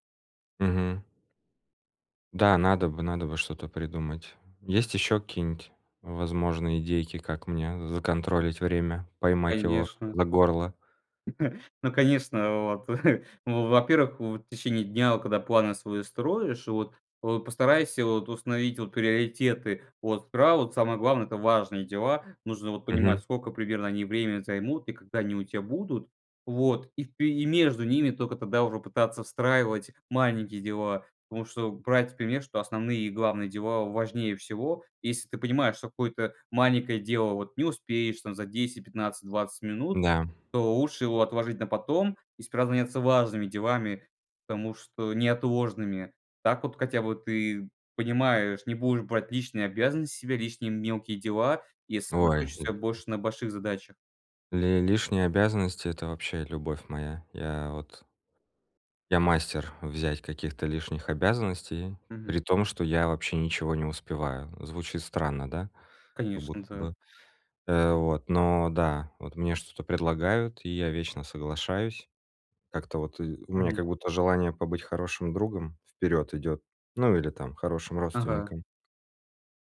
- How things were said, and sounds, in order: chuckle; other background noise; tapping
- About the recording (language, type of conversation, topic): Russian, advice, Как перестать срывать сроки из-за плохого планирования?